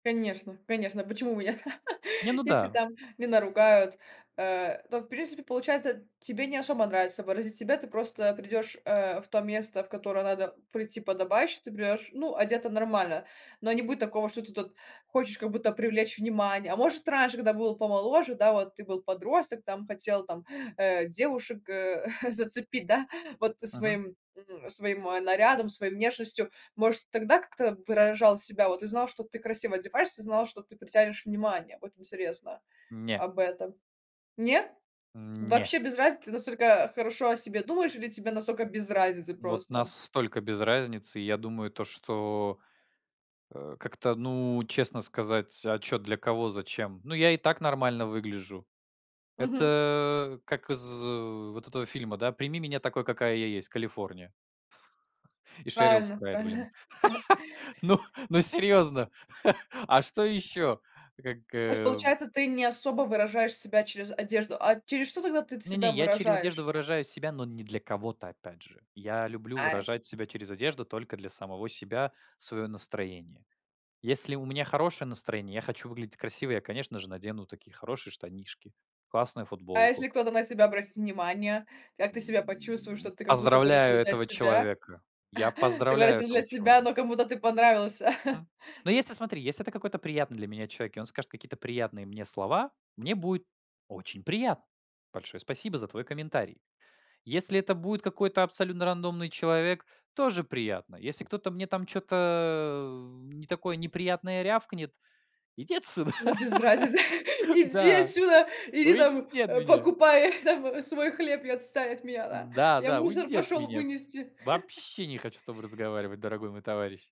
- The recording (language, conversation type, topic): Russian, podcast, Как одежда помогает тебе выразить себя?
- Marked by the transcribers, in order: laughing while speaking: "та"; chuckle; "настолько" said as "насстолько"; laughing while speaking: "правильно"; chuckle; laugh; chuckle; chuckle; chuckle; laugh; laugh